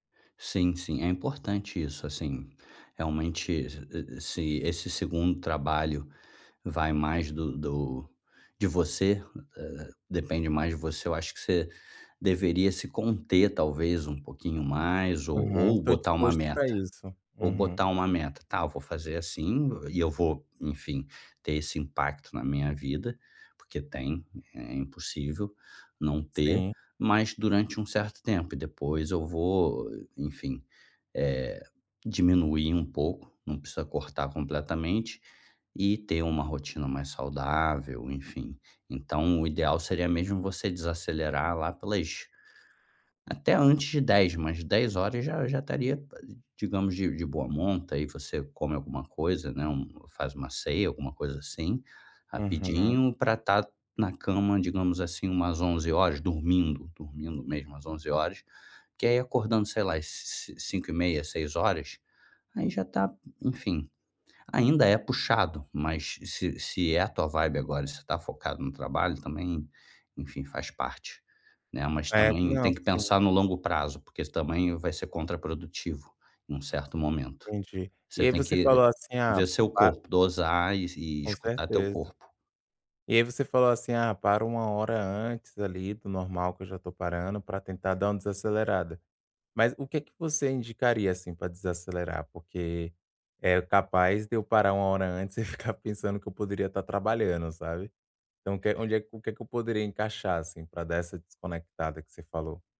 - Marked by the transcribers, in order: in English: "vibe"; other background noise; laughing while speaking: "e ficar"
- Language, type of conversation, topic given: Portuguese, advice, Como posso manter um horário de sono mais regular?